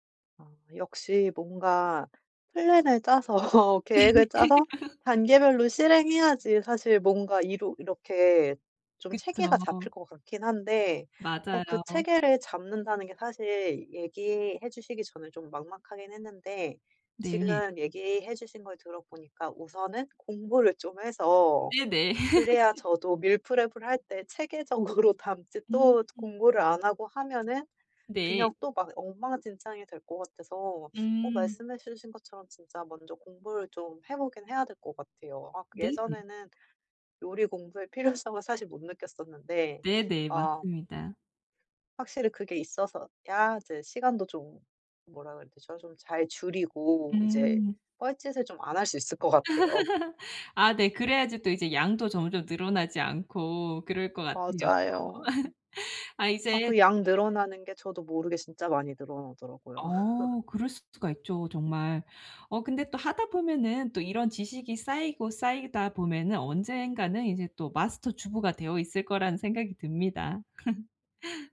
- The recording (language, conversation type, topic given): Korean, advice, 요리에 자신감을 키우려면 어떤 작은 습관부터 시작하면 좋을까요?
- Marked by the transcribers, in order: in English: "플랜을"; laughing while speaking: "짜서"; laugh; tapping; in English: "밀프렙을"; laugh; laughing while speaking: "체계적으로"; teeth sucking; laugh; laugh; laugh; laugh